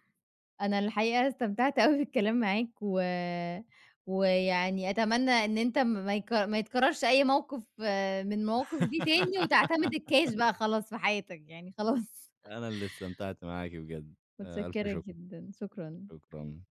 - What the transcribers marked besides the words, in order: laugh; chuckle
- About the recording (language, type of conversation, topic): Arabic, podcast, إيه رأيك في الدفع الإلكتروني بدل الكاش؟